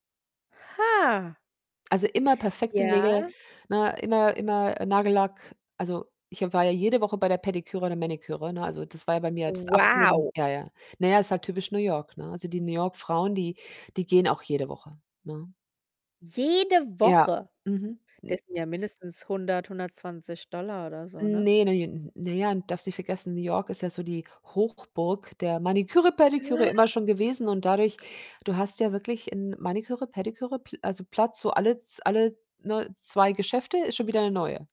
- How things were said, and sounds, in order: static; surprised: "Ha"; surprised: "Wow"; other background noise; surprised: "Jede Woche?"; joyful: "Maniküre, Pediküre"; unintelligible speech
- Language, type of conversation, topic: German, podcast, Was nimmst du von einer Reise mit nach Hause, wenn du keine Souvenirs kaufst?